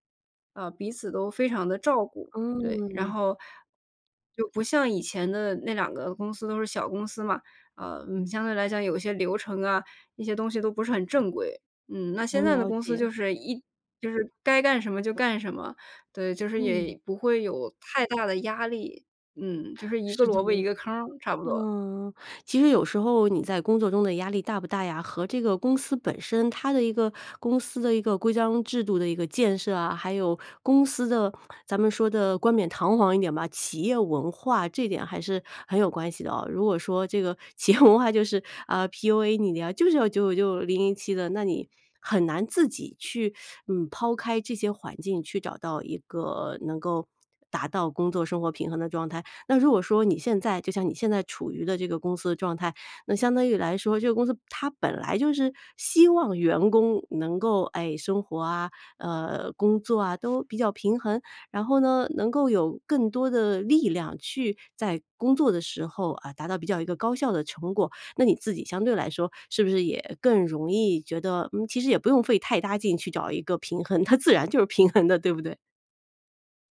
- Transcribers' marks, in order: laughing while speaking: "企业文化就是"; teeth sucking; other background noise; laughing while speaking: "它自然就是平衡的"
- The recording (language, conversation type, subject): Chinese, podcast, 你怎么看待工作与生活的平衡？